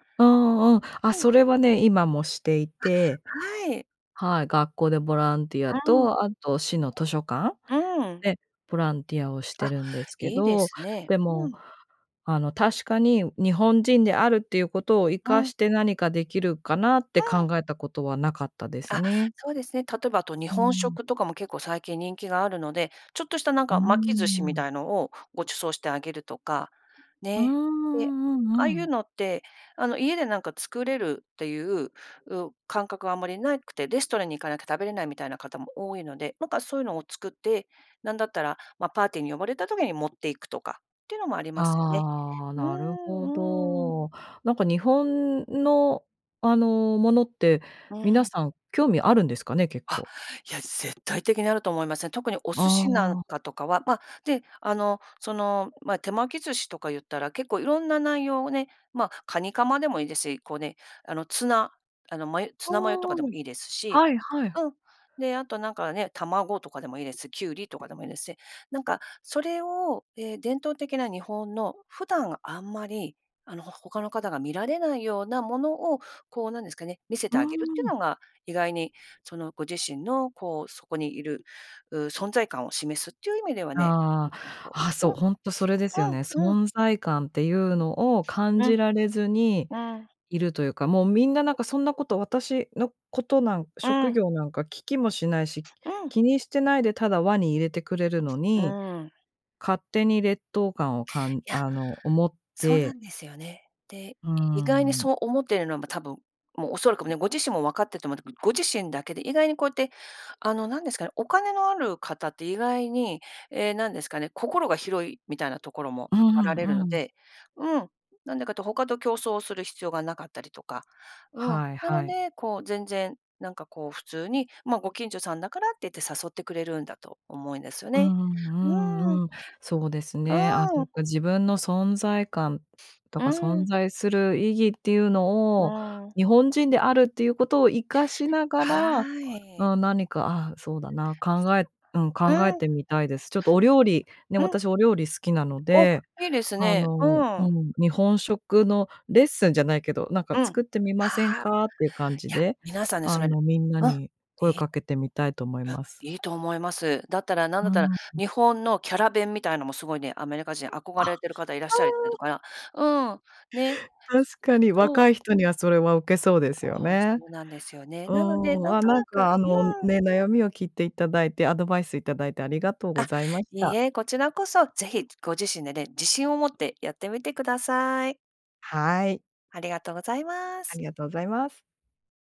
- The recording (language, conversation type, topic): Japanese, advice, 友人と生活を比べられて焦る気持ちをどう整理すればいいですか？
- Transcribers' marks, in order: other noise; joyful: "あ、いや、絶対的にあると思いますね"; joyful: "お、いいですね。うん"; joyful: "あ、うん"